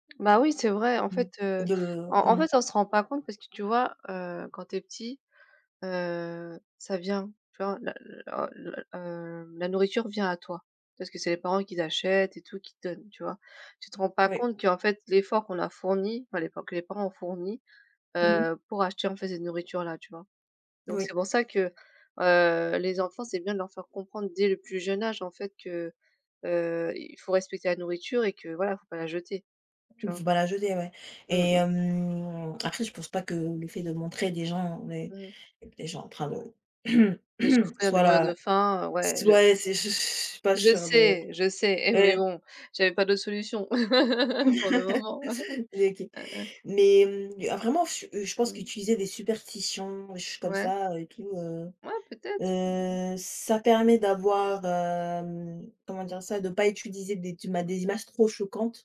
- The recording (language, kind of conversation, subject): French, unstructured, Penses-tu que le gaspillage alimentaire est un vrai problème ?
- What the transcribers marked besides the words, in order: drawn out: "hem"; throat clearing; laugh; chuckle; drawn out: "hem"